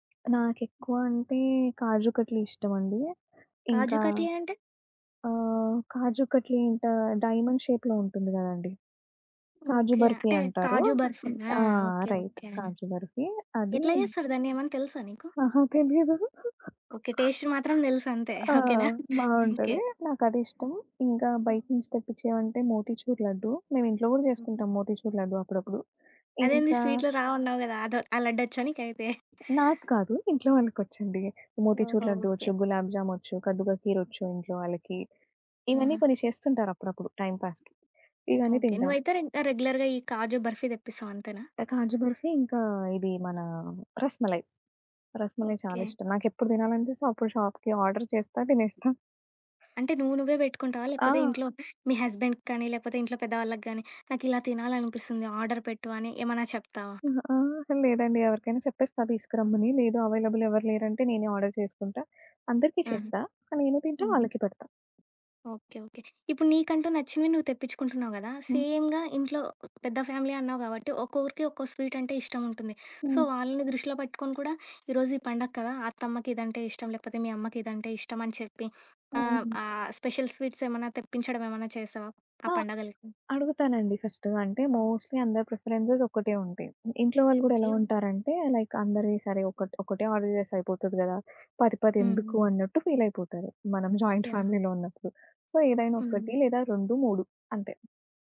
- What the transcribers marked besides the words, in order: other background noise; "కట్లీ అంటే" said as "కట్లీంట"; in English: "డైమండ్ షేప్‌లో"; in English: "రైట్"; chuckle; in English: "టేస్ట్"; chuckle; chuckle; in English: "టైమ్ పాస్‌కి"; tapping; in English: "రెగ్యులర్‌గా"; in English: "షాప్‌కి ఆర్డర్"; chuckle; in English: "హస్బండ్‌కి"; in English: "ఆర్డర్"; in English: "అవైలబుల్"; in English: "ఆర్డర్"; in English: "సేమ్‌గా"; in English: "ఫ్యామిలీ"; in English: "సో"; in English: "స్పెషల్ స్వీట్స్"; in English: "ఫస్ట్"; in English: "మోస్ట్‌లీ"; in English: "ప్రిఫరెన్సెస్"; in English: "లైక్"; in English: "ఆర్డర్"; in English: "ఫీల్"; in English: "జాయింట్ ఫ్యామిలీ‌లో"; in English: "సో"
- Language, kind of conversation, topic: Telugu, podcast, ఏ పండుగ వంటకాలు మీకు ప్రత్యేకంగా ఉంటాయి?